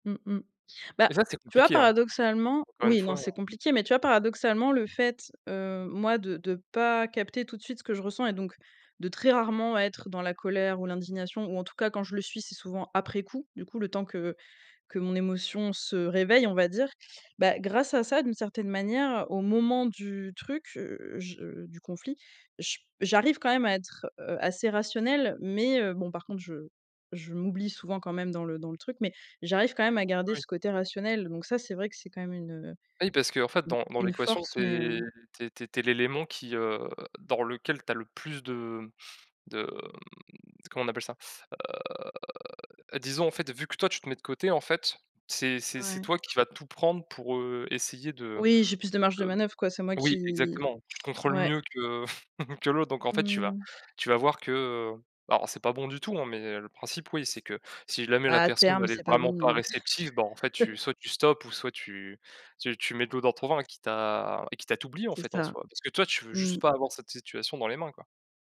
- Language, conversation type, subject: French, unstructured, Quelle importance l’écoute a-t-elle dans la résolution des conflits ?
- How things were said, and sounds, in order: drawn out: "de"; drawn out: "heu"; chuckle; chuckle